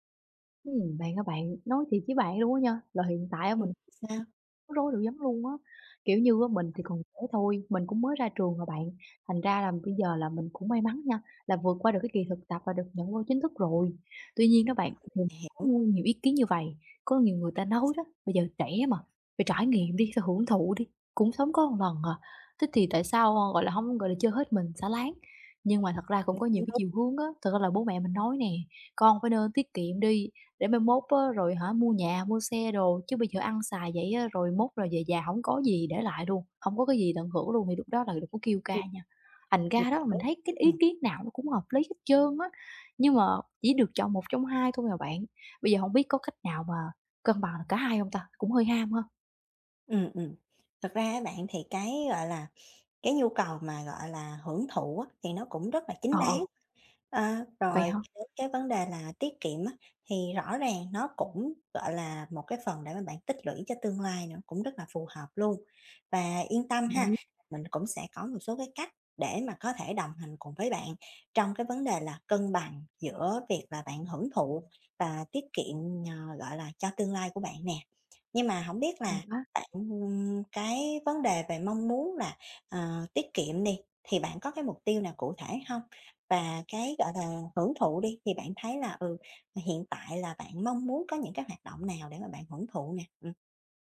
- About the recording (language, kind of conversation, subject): Vietnamese, advice, Làm sao để cân bằng giữa việc hưởng thụ hiện tại và tiết kiệm dài hạn?
- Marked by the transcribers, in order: tapping; other background noise